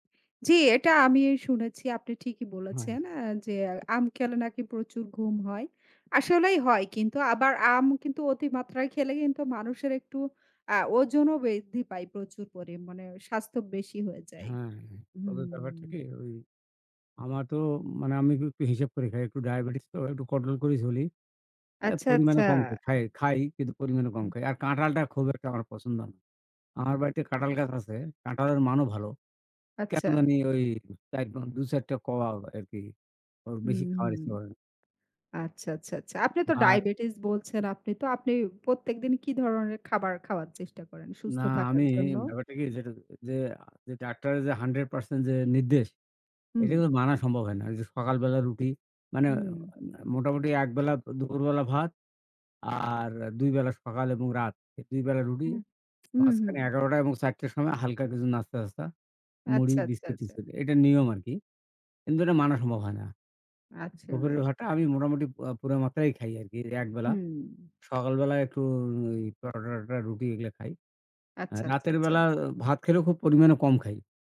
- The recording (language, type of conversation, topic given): Bengali, unstructured, সুস্থ থাকার জন্য আপনি কী ধরনের খাবার খেতে পছন্দ করেন?
- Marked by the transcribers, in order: in English: "control"; "চলি" said as "ছলি"; "কাঁঠালটা" said as "কাঁটালটা"; other noise; "কাঁঠাল" said as "কাঁটাল"; "কাঁঠালের" said as "কাঁটালের"; tapping; "ডাক্তারে" said as "ডাক্টারে"; "রুটি" said as "রুডি"